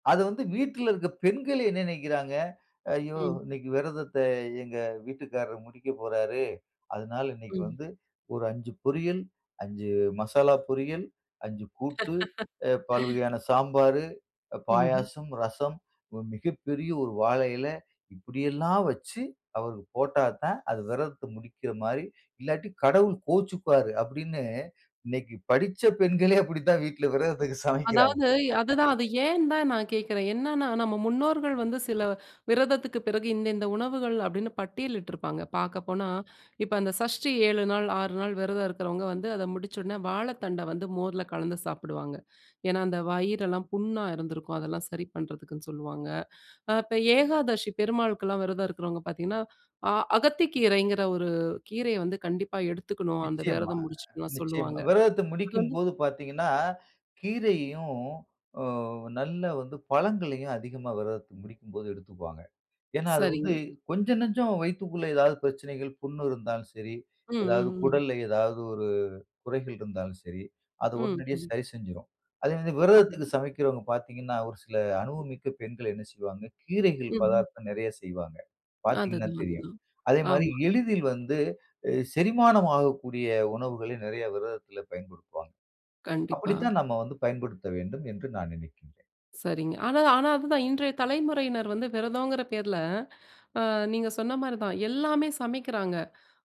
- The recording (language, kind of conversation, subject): Tamil, podcast, விரதம் முடித்த பிறகு சாப்பிடும் முறையைப் பற்றி பேசுவீர்களா?
- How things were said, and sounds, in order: laugh; laughing while speaking: "பெண்களே அப்டித்தான் வீட்ல விரதத்துக்கு சமைக்கிறாங்க"; laugh; other noise